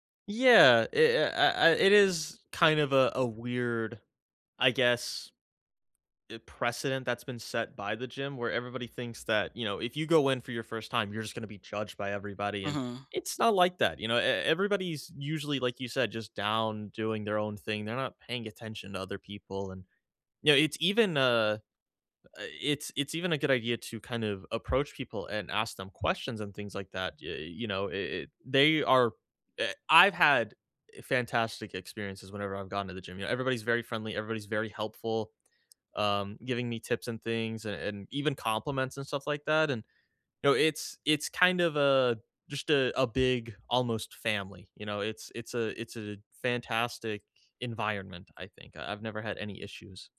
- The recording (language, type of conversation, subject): English, unstructured, How can I start exercising when I know it's good for me?
- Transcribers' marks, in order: tapping